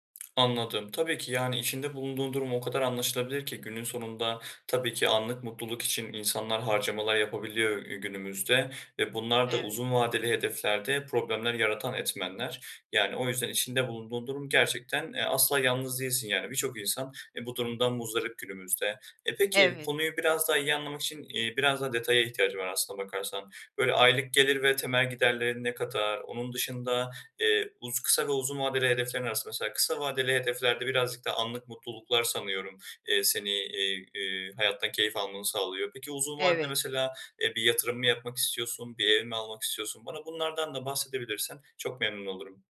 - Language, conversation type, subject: Turkish, advice, Kısa vadeli zevklerle uzun vadeli güvenliği nasıl dengelerim?
- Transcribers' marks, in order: lip smack